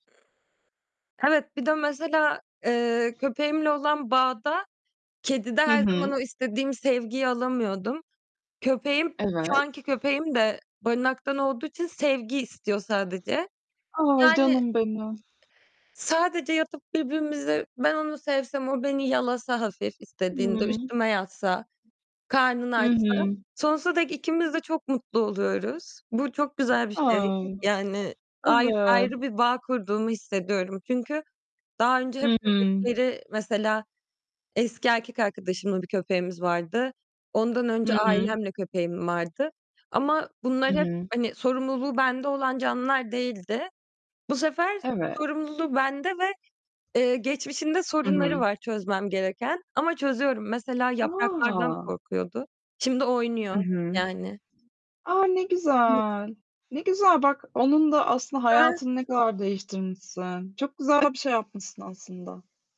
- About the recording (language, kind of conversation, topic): Turkish, unstructured, Bir hayvanın hayatımıza kattığı en güzel şey nedir?
- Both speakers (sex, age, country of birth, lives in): female, 25-29, Turkey, Netherlands; female, 30-34, Turkey, Mexico
- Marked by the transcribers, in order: tapping; other background noise; static; distorted speech; unintelligible speech